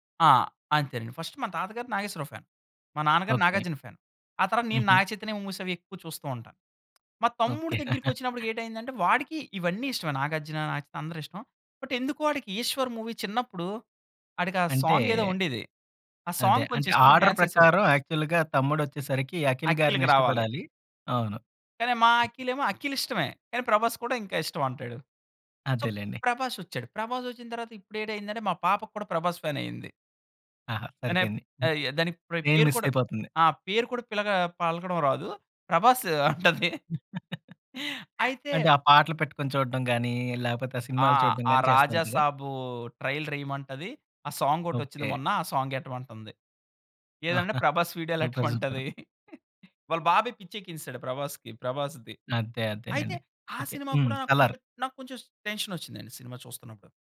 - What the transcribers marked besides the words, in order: in English: "ఫస్ట్"; in English: "మూవీస్"; laugh; in English: "బట్"; in English: "మూవీ"; in English: "సాంగ్"; in English: "డాన్స్"; in English: "ఆర్డర్"; in English: "యాక్చువల్‌గా"; other noise; in English: "సో"; in English: "మెయిన్ మిస్"; laugh; in English: "సాంగ్"; in English: "సాంగ్"; in English: "సూపర్ సూపర్"; laugh; in English: "సలార్"; in English: "టెన్షన్"
- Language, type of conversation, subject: Telugu, podcast, సినిమా ముగింపు బాగుంటే ప్రేక్షకులపై సినిమా మొత్తం ప్రభావం ఎలా మారుతుంది?